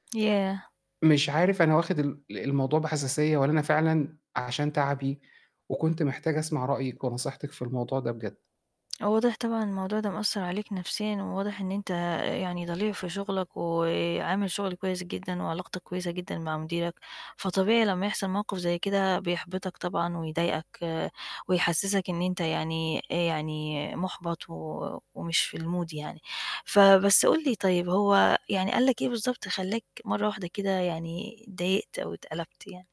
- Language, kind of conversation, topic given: Arabic, advice, إزاي أتعامل لما مديري يوجّهلي نقد قاسي على مشروع مهم؟
- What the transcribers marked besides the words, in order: mechanical hum; in English: "الmood"